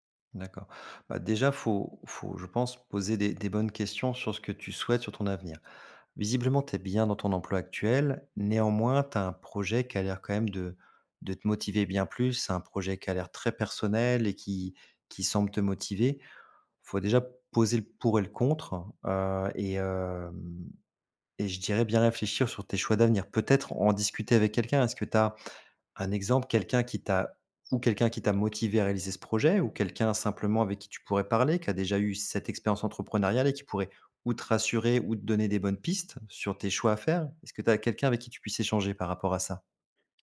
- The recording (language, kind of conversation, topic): French, advice, Comment gérer la peur d’un avenir financier instable ?
- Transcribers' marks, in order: none